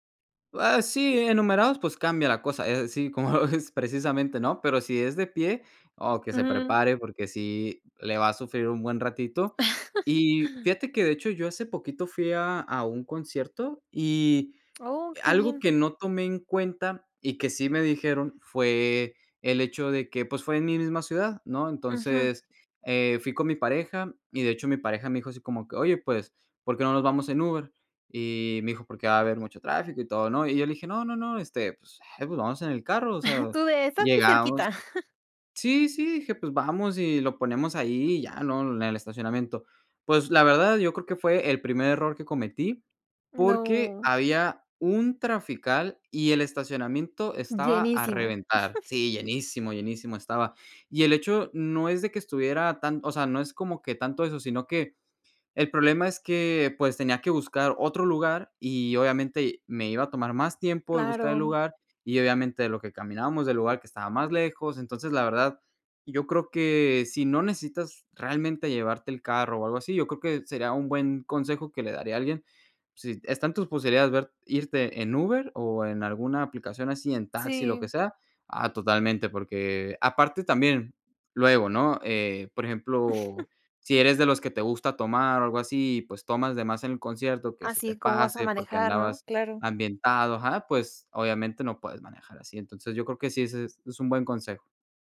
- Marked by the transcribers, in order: laughing while speaking: "como lo ves"; chuckle; chuckle; chuckle; chuckle
- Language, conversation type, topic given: Spanish, podcast, ¿Qué consejo le darías a alguien que va a su primer concierto?